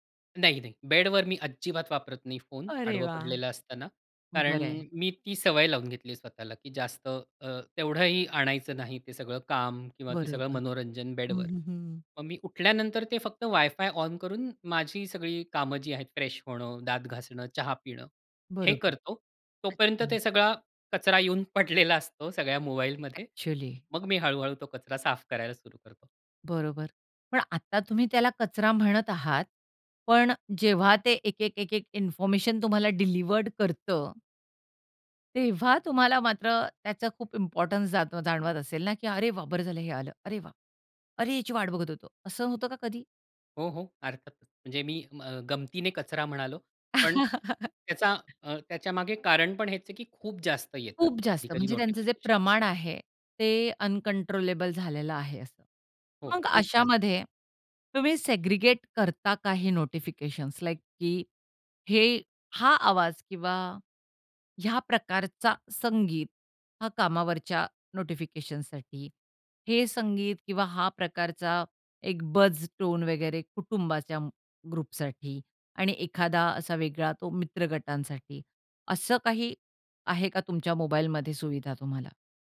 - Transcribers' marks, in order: stressed: "अजिबात"; in English: "फ्रेश"; in English: "डिलिव्हर्ड"; in English: "इम्पोर्टन्स"; chuckle; other background noise; in English: "अनकंट्रोलेबल"; tapping; in English: "सेग्रीगेट"; in English: "बझ टोन"; in English: "ग्रुपसाठी"
- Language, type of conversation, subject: Marathi, podcast, तुम्ही सूचनांचे व्यवस्थापन कसे करता?